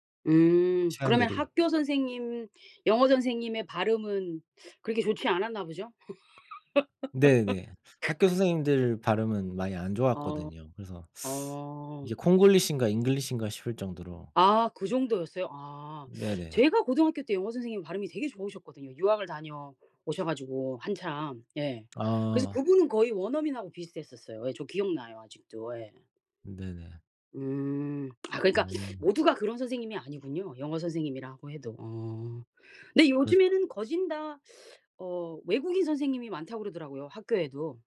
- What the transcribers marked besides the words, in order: teeth sucking; other background noise; laugh; teeth sucking; teeth sucking; teeth sucking; teeth sucking
- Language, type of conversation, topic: Korean, unstructured, 좋아하는 선생님이 있다면 어떤 점이 좋았나요?